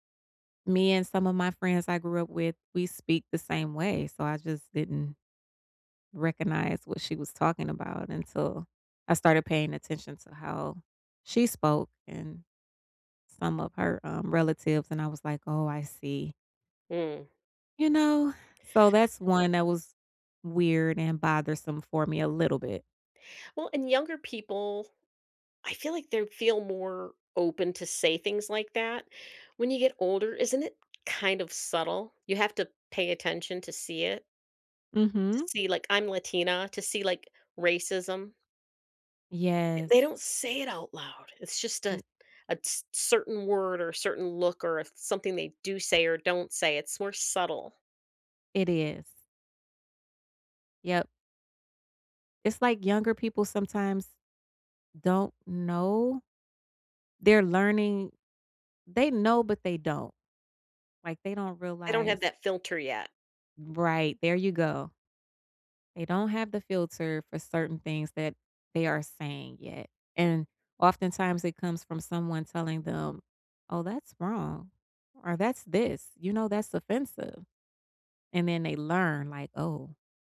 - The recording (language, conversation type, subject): English, unstructured, How do you react when someone stereotypes you?
- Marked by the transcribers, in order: tapping; other background noise